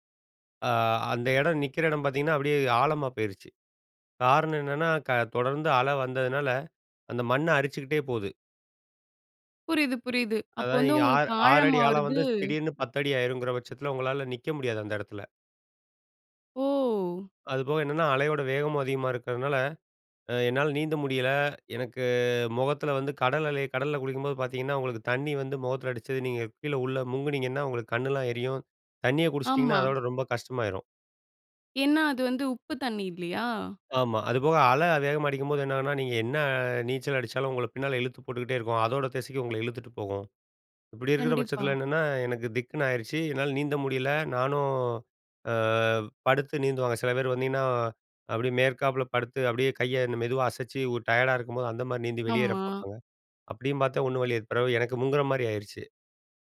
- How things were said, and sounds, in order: in English: "டயர்டா"
- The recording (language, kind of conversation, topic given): Tamil, podcast, கடலோரத்தில் சாகசம் செய்யும் போது என்னென்னவற்றை கவனிக்க வேண்டும்?